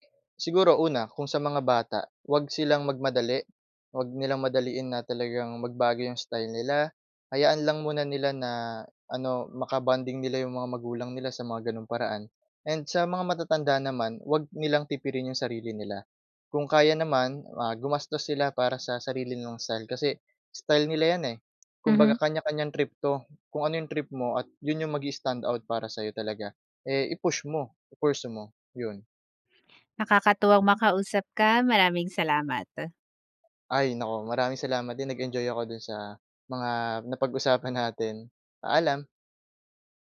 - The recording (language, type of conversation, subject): Filipino, podcast, Paano nagsimula ang personal na estilo mo?
- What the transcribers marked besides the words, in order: in English: "mag-i-standout"; in English: "i-pursue"